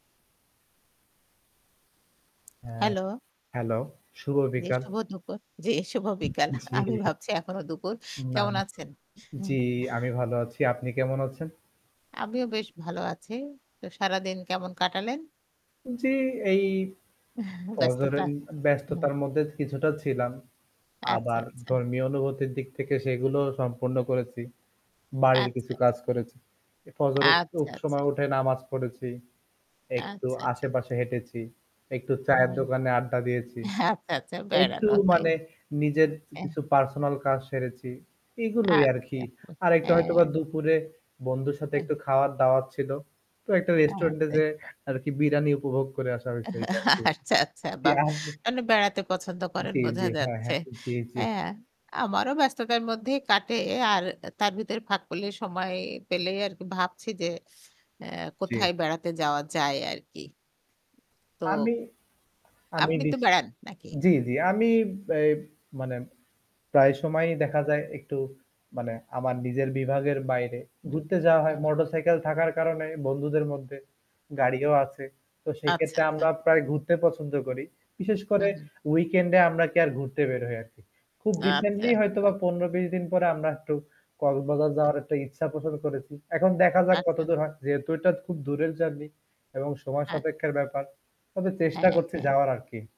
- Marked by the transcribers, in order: static; laughing while speaking: "জ্বি"; horn; other noise; other background noise; "ফজরের" said as "ফজরেন"; unintelligible speech; laughing while speaking: "এহ হা আচ্ছা, আচ্ছা"; distorted speech; "আপনি" said as "আমনে"; swallow; tapping; "সাপেক্ষের" said as "সাপেক্ষার"
- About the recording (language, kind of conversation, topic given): Bengali, unstructured, অজানা জায়গায় হারিয়ে যাওয়ার ভয় কীভাবে মোকাবিলা করবেন?